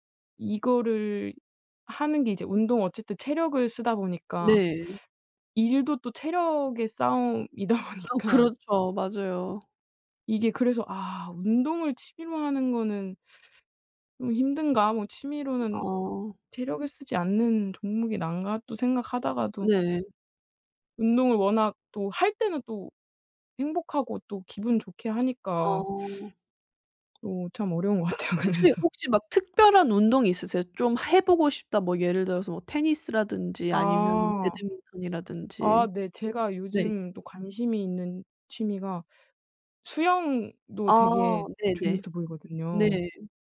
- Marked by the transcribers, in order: laughing while speaking: "싸움이다 보니까"; other background noise; teeth sucking; teeth sucking; laughing while speaking: "같아요 그래서"
- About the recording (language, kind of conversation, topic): Korean, advice, 시간 관리를 하면서 일과 취미를 어떻게 잘 병행할 수 있을까요?